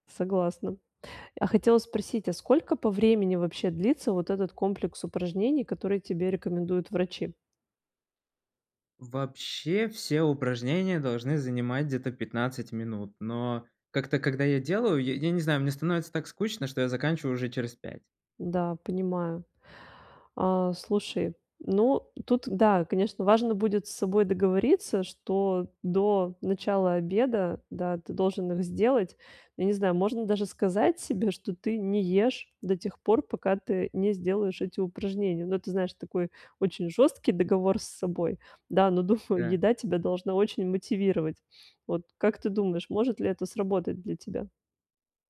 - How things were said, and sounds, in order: none
- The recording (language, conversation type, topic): Russian, advice, Как выработать долгосрочную привычку регулярно заниматься физическими упражнениями?